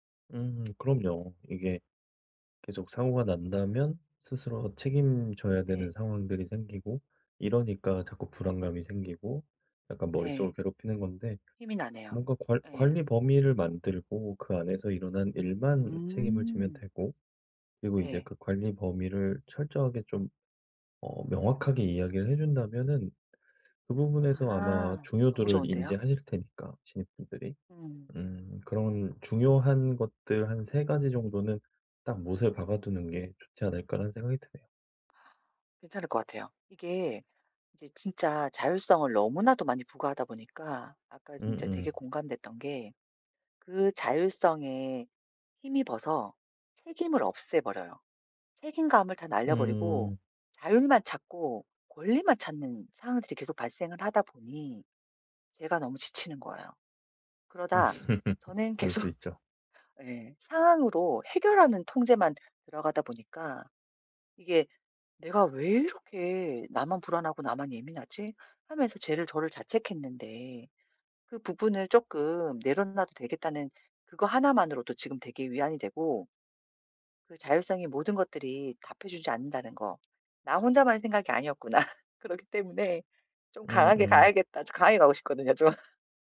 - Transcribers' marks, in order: tapping; laughing while speaking: "계속"; laugh; laugh; laughing while speaking: "좀"
- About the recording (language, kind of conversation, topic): Korean, advice, 통제할 수 없는 사건들 때문에 생기는 불안은 어떻게 다뤄야 할까요?
- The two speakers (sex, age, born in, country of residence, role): female, 40-44, South Korea, South Korea, user; male, 60-64, South Korea, South Korea, advisor